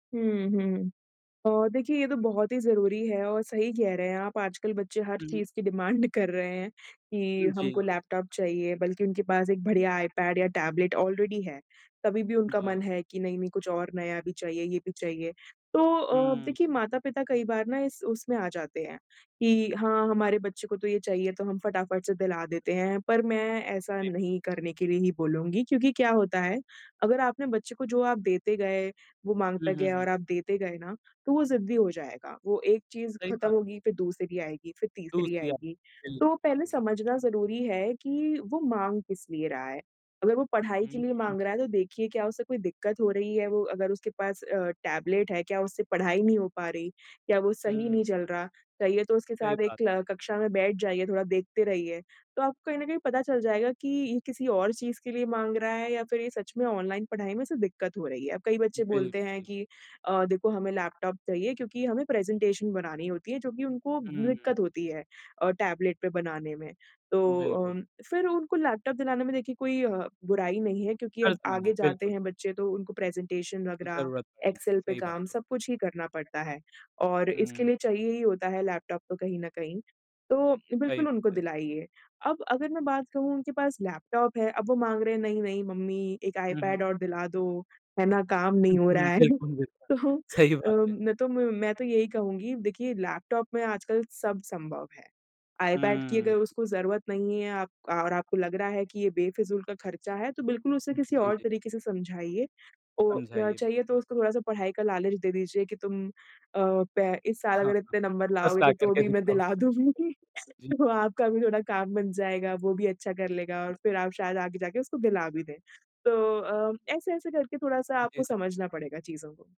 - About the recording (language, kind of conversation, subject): Hindi, podcast, बच्चों में सीखने का आनंद कैसे जगाया जा सकता है?
- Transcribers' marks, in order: laughing while speaking: "डिमांड कर रहे"; in English: "डिमांड"; in English: "ऑलरेडी"; in English: "प्रेजेंटेशन"; in English: "प्रेजेंटेशन"; laughing while speaking: "सही बात है"; laughing while speaking: "तो"; other noise; chuckle; in English: "फ़र्स्ट"; laughing while speaking: "दिला दूँगी। तो आपका"; unintelligible speech